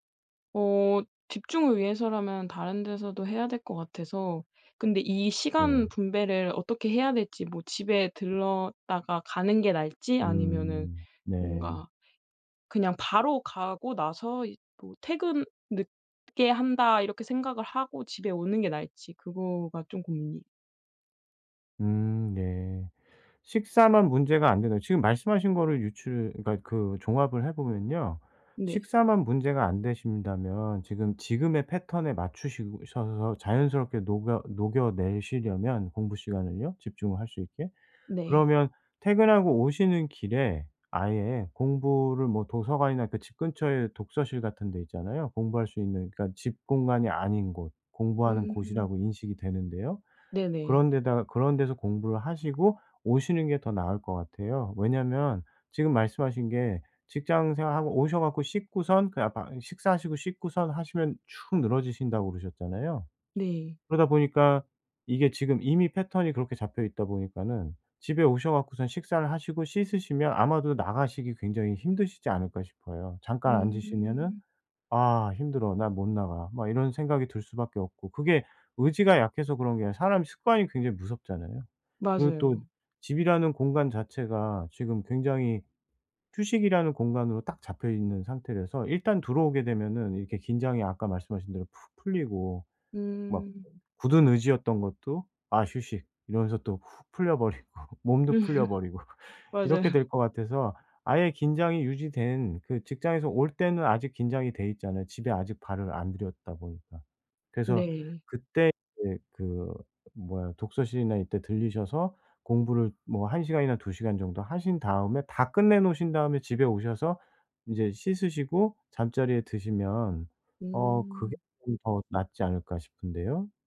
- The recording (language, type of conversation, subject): Korean, advice, 어떻게 새로운 일상을 만들고 꾸준한 습관을 들일 수 있을까요?
- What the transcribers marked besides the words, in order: laughing while speaking: "음 맞아요"; laughing while speaking: "버리고"; laugh